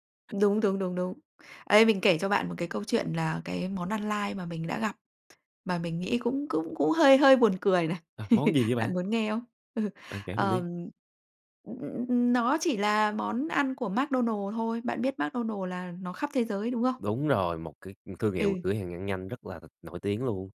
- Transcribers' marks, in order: "Đây" said as "ây"; tapping; laugh
- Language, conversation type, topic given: Vietnamese, podcast, Bạn nghĩ gì về các món ăn lai giữa các nền văn hóa?